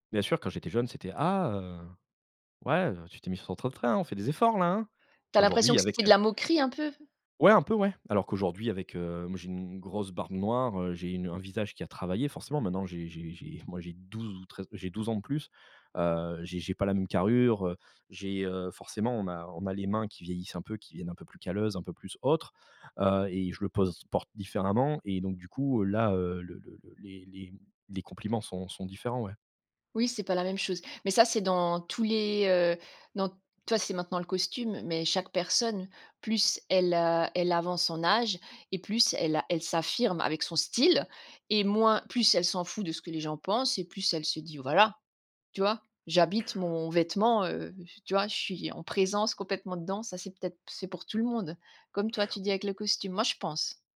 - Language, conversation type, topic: French, podcast, Quel style te donne tout de suite confiance ?
- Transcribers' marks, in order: put-on voice: "Ah, heu, ouais, heu, tu … des efforts-là, hein"; stressed: "travaillé"; stressed: "style"; tapping